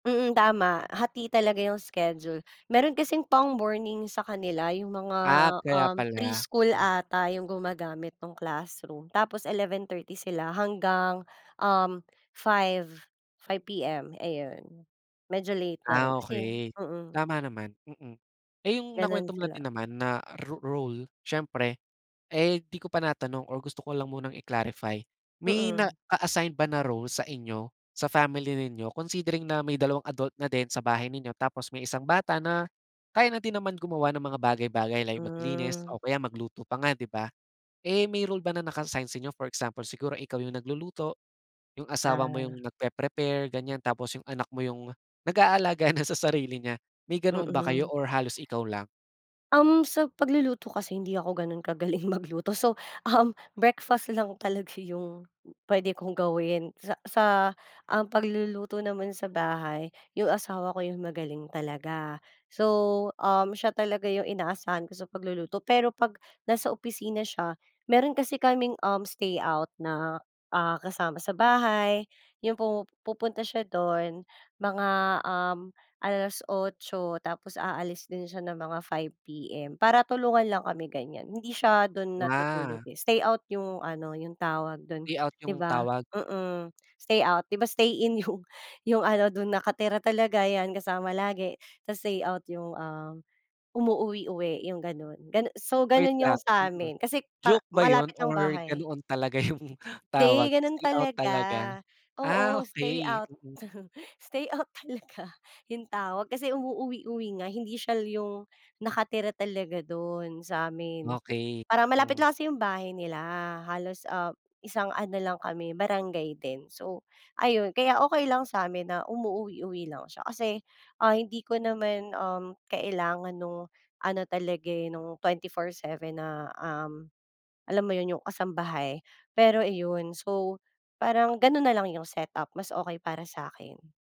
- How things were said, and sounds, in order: tapping; laughing while speaking: "na sa"; laughing while speaking: "kagaling"; laughing while speaking: "yung"; chuckle; laughing while speaking: "stay-out talaga"; "siya" said as "syal"
- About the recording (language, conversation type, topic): Filipino, podcast, Paano nagsisimula ang umaga sa bahay ninyo?